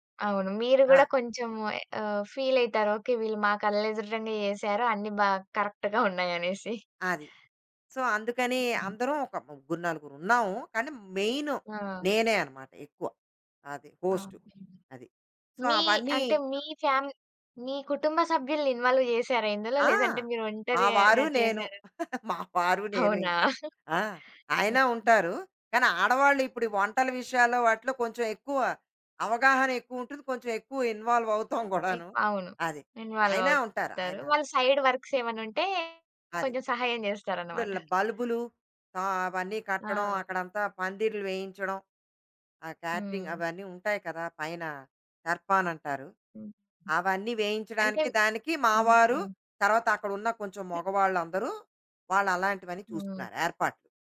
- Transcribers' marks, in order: in English: "కరెక్ట్‌గా"; chuckle; in English: "సో"; other background noise; in English: "మెయిన్"; in English: "సో"; in English: "ఇన్వాల్వ్"; chuckle; laughing while speaking: "అవునా?"; in English: "ఇన్వాల్వ్"; chuckle; in English: "ఇన్వాల్వ్"; in English: "సైడ్ వర్క్స్"; chuckle; tapping; in English: "కేటరింగ్"; in Hindi: "దర్బాన్"
- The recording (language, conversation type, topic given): Telugu, podcast, మీరు తొలిసారిగా ఆతిథ్యం ఇస్తుంటే పండుగ విందు సజావుగా సాగేందుకు ఎలా ప్రణాళిక చేసుకుంటారు?